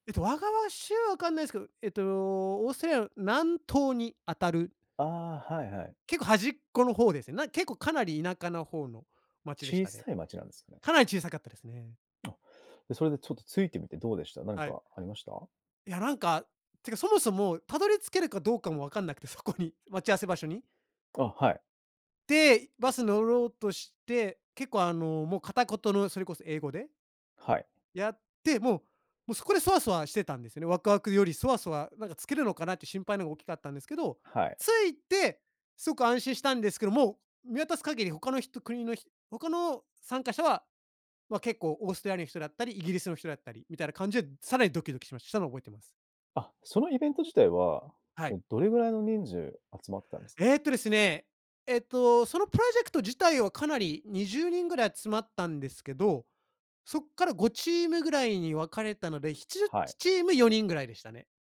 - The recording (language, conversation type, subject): Japanese, podcast, 好奇心に導かれて訪れた場所について、どんな体験をしましたか？
- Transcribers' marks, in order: tapping; laughing while speaking: "そこに"